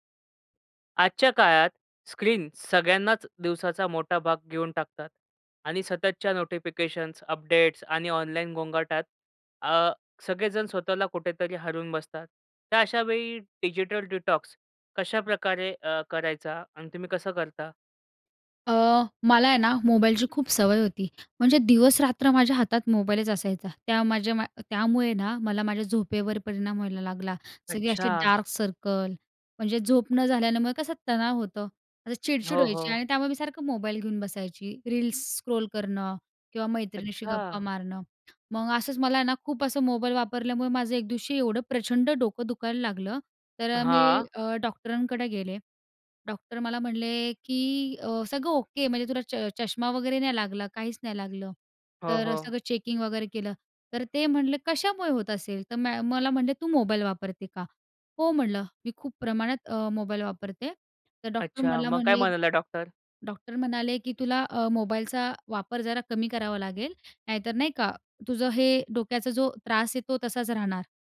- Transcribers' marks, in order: in English: "स्क्रीन"; in English: "अपडेट्स"; in English: "डिटॉक्स"; in English: "डार्क"; in English: "स्क्रोल"; in English: "चेकिंग"
- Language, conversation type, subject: Marathi, podcast, तुम्ही इलेक्ट्रॉनिक साधनांपासून विराम कधी आणि कसा घेता?